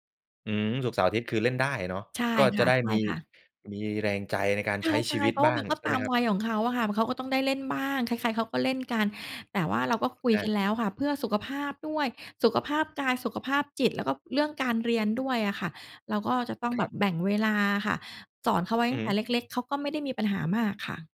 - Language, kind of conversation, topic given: Thai, podcast, จะจัดการเวลาใช้หน้าจอของเด็กให้สมดุลได้อย่างไร?
- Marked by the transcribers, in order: tapping